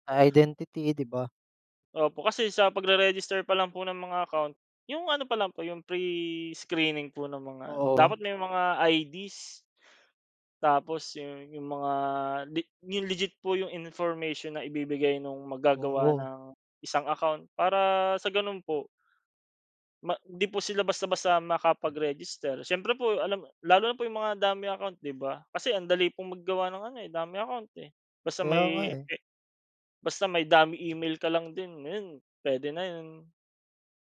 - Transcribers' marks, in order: none
- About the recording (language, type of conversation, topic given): Filipino, unstructured, Ano ang palagay mo sa panliligalig sa internet at paano ito nakaaapekto sa isang tao?